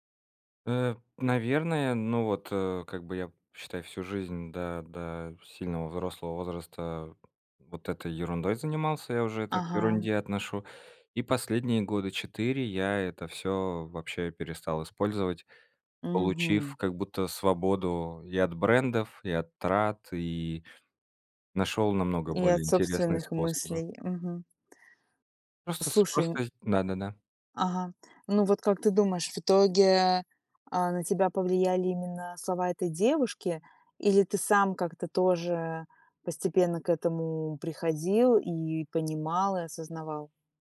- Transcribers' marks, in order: other background noise
- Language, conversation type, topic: Russian, podcast, Что для тебя важнее: комфорт или эффектный вид?